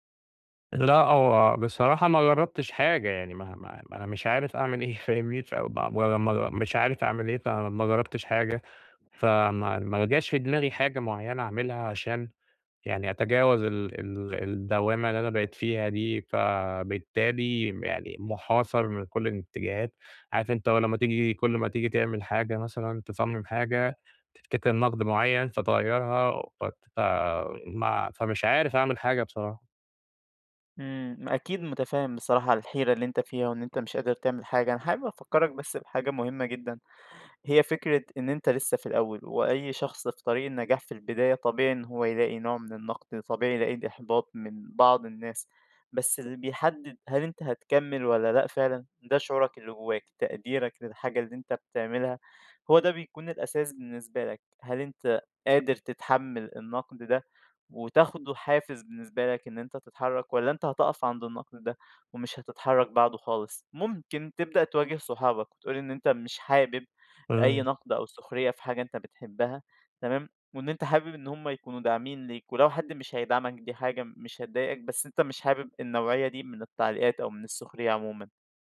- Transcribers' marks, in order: laughing while speaking: "أعمل إيه"; unintelligible speech; unintelligible speech; tapping
- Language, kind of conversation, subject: Arabic, advice, إزاي الرفض أو النقد اللي بيتكرر خلاّك تبطل تنشر أو تعرض حاجتك؟